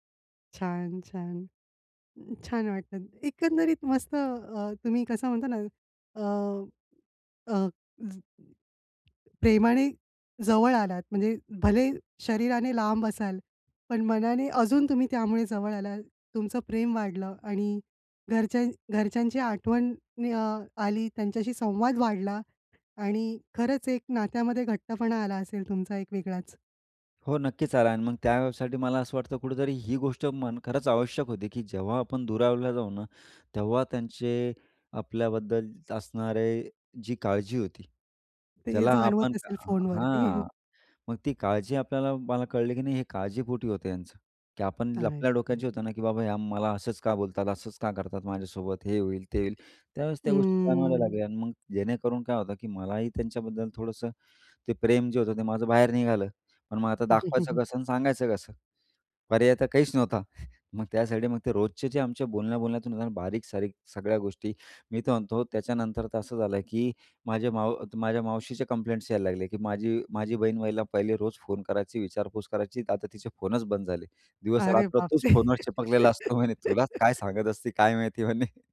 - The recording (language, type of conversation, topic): Marathi, podcast, लांब राहूनही कुटुंबाशी प्रेम जपण्यासाठी काय कराल?
- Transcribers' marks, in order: tapping; other background noise; chuckle; unintelligible speech; drawn out: "हं"; chuckle; other noise; laugh; laughing while speaking: "माहिती म्हणे"; chuckle